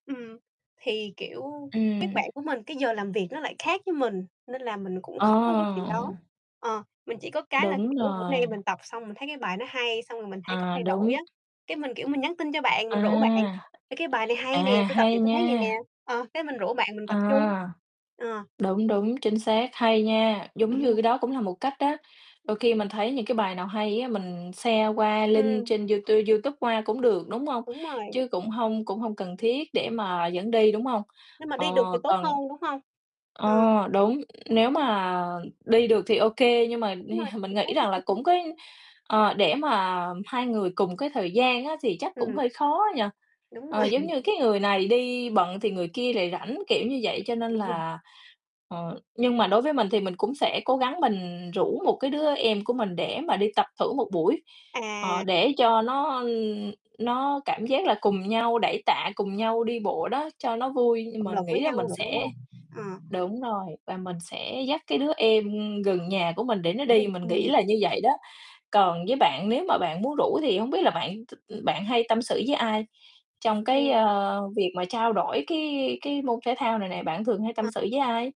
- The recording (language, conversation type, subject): Vietnamese, unstructured, Bạn đã từng thử môn thể thao nào khiến bạn bất ngờ chưa?
- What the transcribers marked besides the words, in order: other background noise; distorted speech; tapping; chuckle; in English: "share"; in English: "link"; other noise; unintelligible speech; unintelligible speech; laughing while speaking: "Đúng rồi"; chuckle; laugh; laughing while speaking: "Ừm"